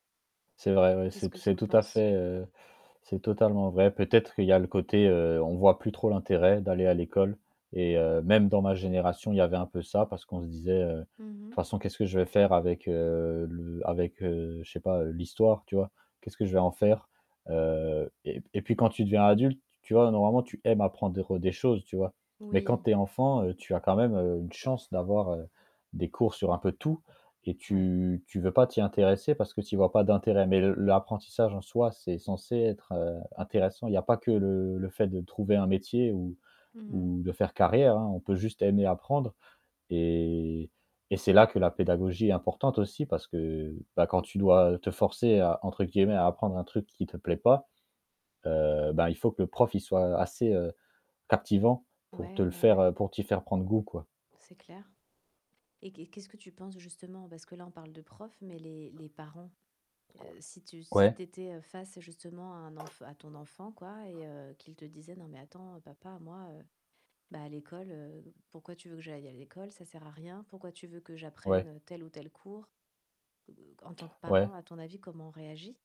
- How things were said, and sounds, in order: static; stressed: "tout"; other background noise; tapping
- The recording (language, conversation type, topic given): French, podcast, En quoi les valeurs liées à l’école et à l’éducation diffèrent-elles entre les parents et les enfants ?